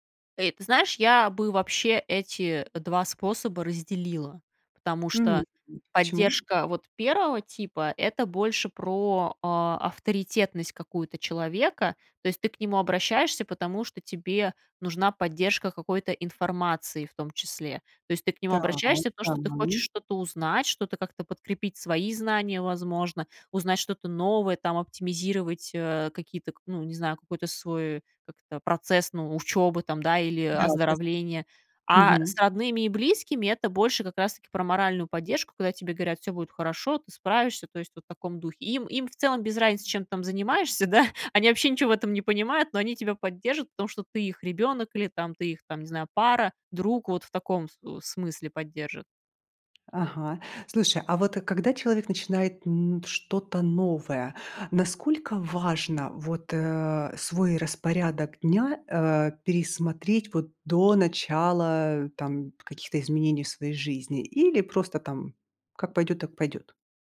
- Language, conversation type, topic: Russian, podcast, Какие простые практики вы бы посоветовали новичкам?
- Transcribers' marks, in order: other background noise; tapping; laughing while speaking: "да"